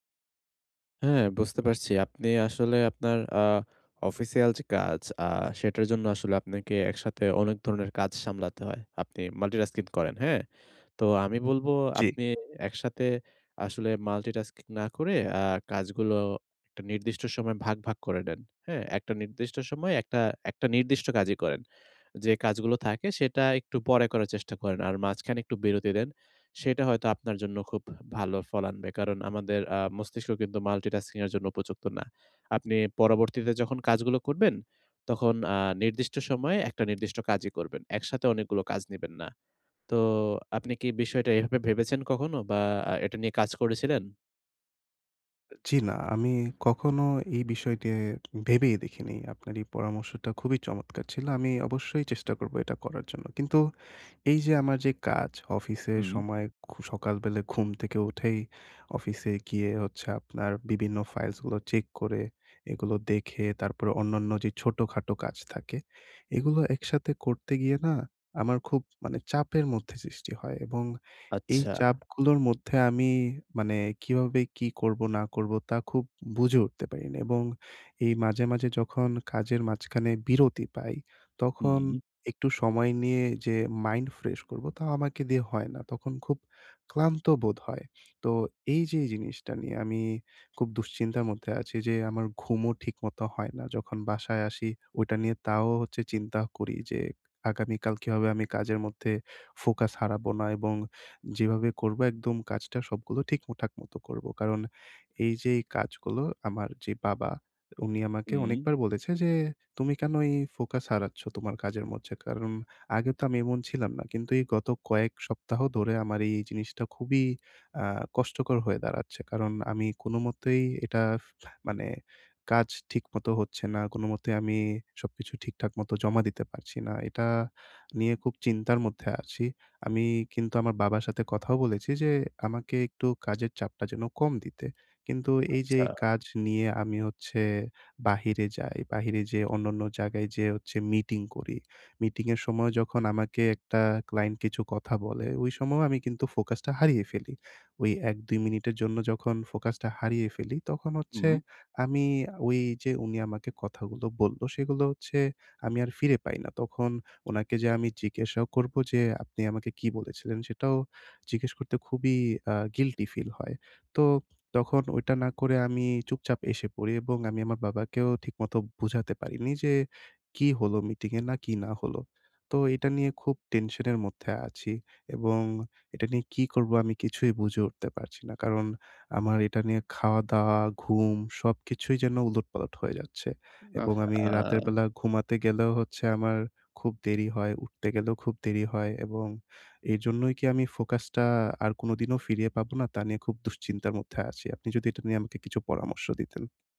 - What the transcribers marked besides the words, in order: tapping; other background noise; "ঠিকঠাক" said as "ঠিকমঠাক"; "মাঝে" said as "মঝে"; "অন্যান্য" said as "অন্যন্য"; other noise
- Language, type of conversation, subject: Bengali, advice, আপনি উদ্বিগ্ন হলে কীভাবে দ্রুত মনোযোগ ফিরিয়ে আনতে পারেন?